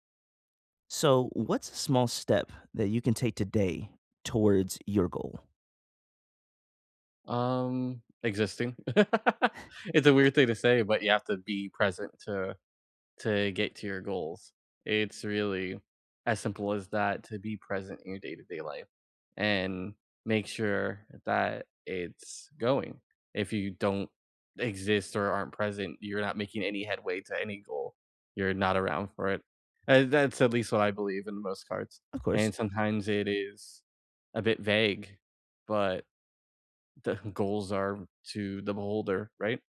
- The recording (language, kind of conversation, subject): English, unstructured, What small step can you take today toward your goal?
- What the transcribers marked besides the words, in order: laugh; chuckle; tapping; laughing while speaking: "the"